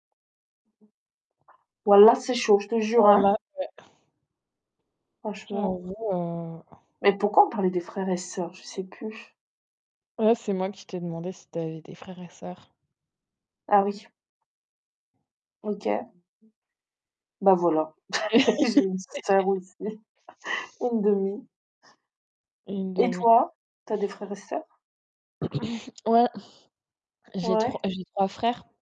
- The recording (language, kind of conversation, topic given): French, unstructured, La sagesse vient-elle de l’expérience ou de l’éducation ?
- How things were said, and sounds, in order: other background noise; put-on voice: "Wallah c'est chaud, je te jure, hein !"; in Arabic: "Wallah"; tapping; distorted speech; in Arabic: "Wallah"; chuckle; laughing while speaking: "j'ai une sœur aussi"; laugh; chuckle; throat clearing